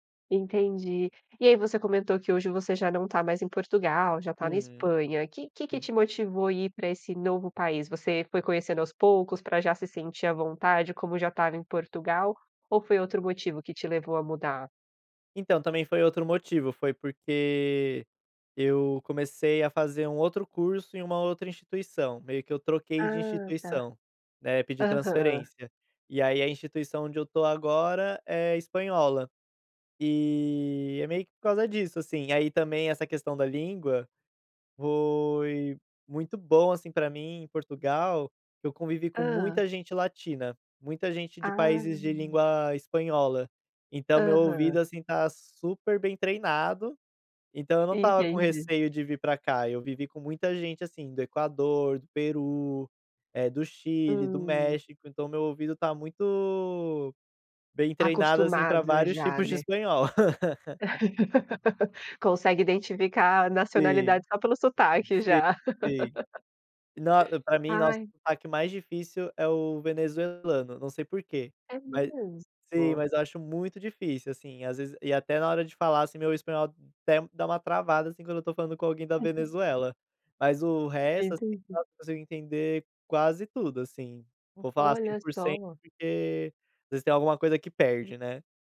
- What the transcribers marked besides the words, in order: laugh; laugh; other noise
- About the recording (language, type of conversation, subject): Portuguese, podcast, Me conte sobre uma viagem que mudou sua vida?